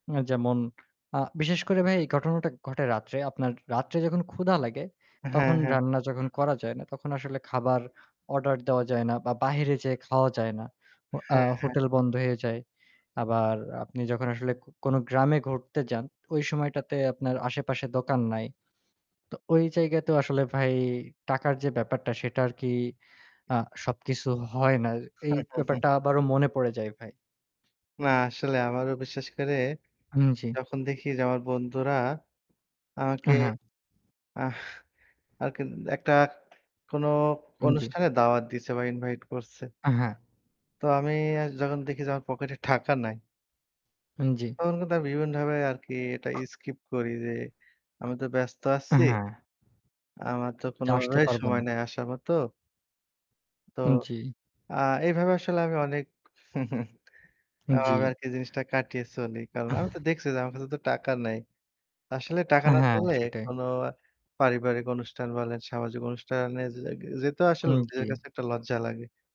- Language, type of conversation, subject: Bengali, unstructured, টাকা না থাকলে জীবন কেমন হয় বলে তোমার মনে হয়?
- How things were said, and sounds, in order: static; chuckle; tapping; laughing while speaking: "টাকা নাই"; other background noise; chuckle; scoff